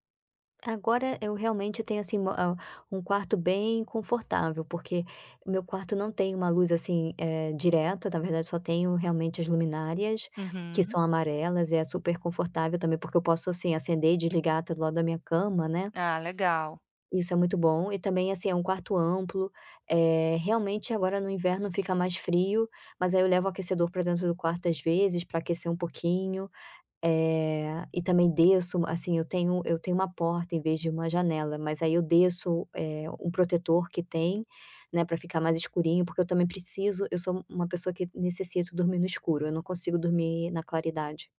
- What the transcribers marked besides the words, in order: none
- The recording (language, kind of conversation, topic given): Portuguese, advice, Como posso melhorar os meus hábitos de sono e acordar mais disposto?